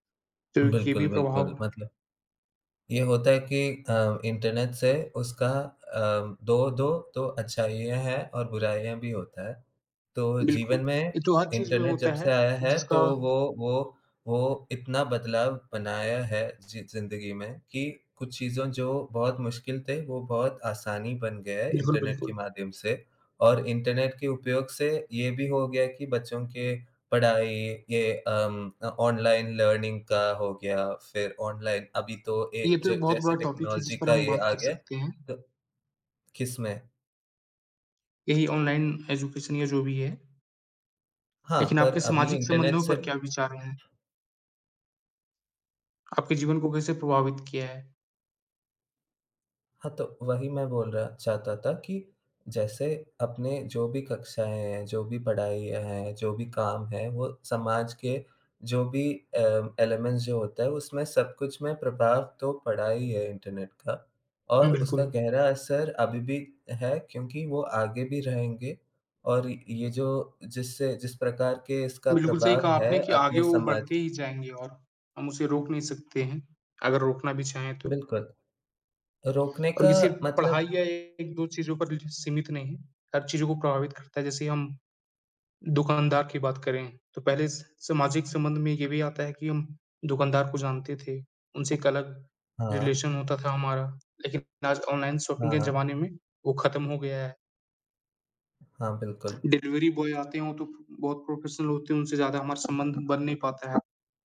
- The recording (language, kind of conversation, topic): Hindi, unstructured, इंटरनेट ने आपके जीवन को कैसे बदला है?
- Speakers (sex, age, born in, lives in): male, 20-24, India, India; male, 20-24, India, India
- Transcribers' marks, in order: other background noise; tapping; in English: "ऑनलाइन लर्निंग"; in English: "टॉपिक"; in English: "टेक्नोलॉज़ी"; in English: "ऑनलाइन एजुकेशन"; fan; in English: "एलीमेंट्स"; in English: "रिलेशन"; in English: "ऑनलाइन शॉपिंग"; in English: "डिलीवरी बॉय"; in English: "प्रोफ़ेशनल"